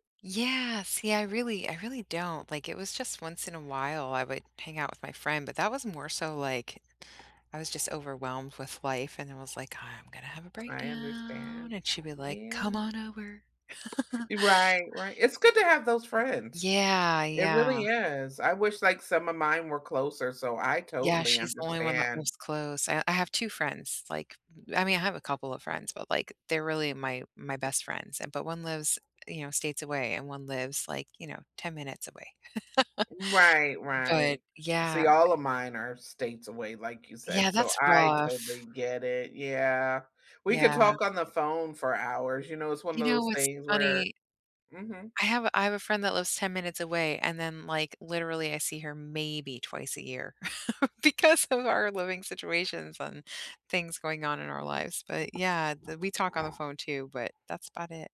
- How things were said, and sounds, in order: other background noise; tapping; drawn out: "breakdown"; laugh; laugh; laugh; laughing while speaking: "because of our"
- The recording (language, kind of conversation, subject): English, unstructured, How do you recharge after a draining week?
- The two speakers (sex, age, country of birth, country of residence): female, 40-44, United States, United States; female, 45-49, United States, United States